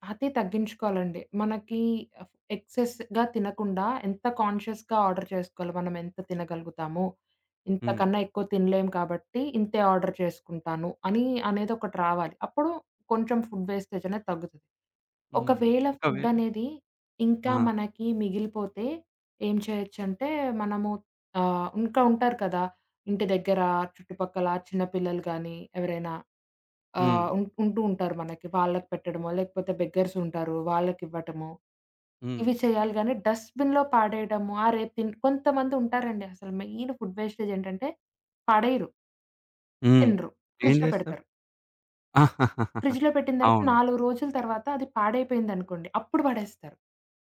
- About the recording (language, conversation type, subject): Telugu, podcast, ఆహార వృథాను తగ్గించడానికి ఇంట్లో సులభంగా పాటించగల మార్గాలు ఏమేమి?
- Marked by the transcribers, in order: in English: "ఎక్సెస్‌గా"; in English: "కాన్‌షియస్‌గా ఆర్డర్"; other background noise; in English: "ఆర్డర్"; in English: "ఫుడ్ వేస్టేజ్"; in English: "ఫుడ్"; in English: "బెగ్గర్స్"; in English: "డస్ట్‌బిన్‌లో"; in English: "మెయిన్ ఫుడ్ వేస్టేజ్"; in English: "ఫ్రిడ్జ్‌లో"; chuckle; in English: "ఫ్రిడ్జ్‌లో"